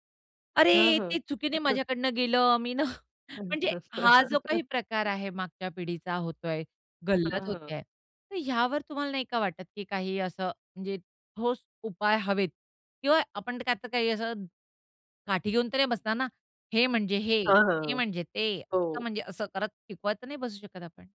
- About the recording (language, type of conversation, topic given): Marathi, podcast, तुम्ही इमोजी आणि GIF कधी आणि का वापरता?
- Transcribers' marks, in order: chuckle; laugh; other noise